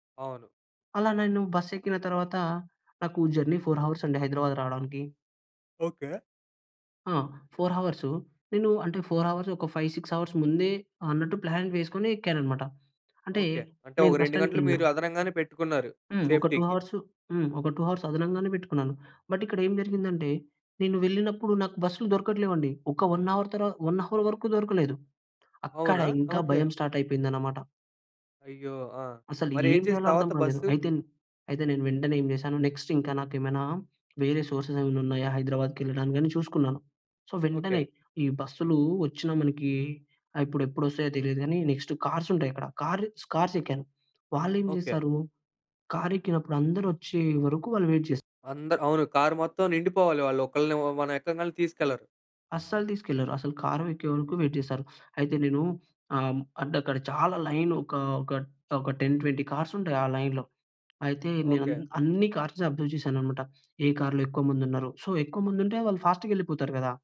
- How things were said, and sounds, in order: in English: "జర్నీ ఫోర్"; other background noise; in English: "ఫోర్"; in English: "ఫోర్"; in English: "ఫైవ్ సిక్స్ అవర్స్"; in English: "ప్లాన్"; in English: "సేఫ్టీకి"; in English: "టూ"; in English: "బట్"; in English: "వన్ అవర్"; in English: "వన్"; "తర్వాత" said as "తవాత"; in English: "సోర్సెస్"; in English: "సో"; in English: "వెయిట్"; in English: "వెయిట్"; stressed: "చాల లైను"; in English: "టెన్ ట్వెంటీ"; in English: "లైన్‌లో"; tapping; in English: "కార్స్‌ని అబ్జర్వ్"; in English: "సో"
- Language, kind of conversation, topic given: Telugu, podcast, భయాన్ని అధిగమించి ముందుకు ఎలా వెళ్లావు?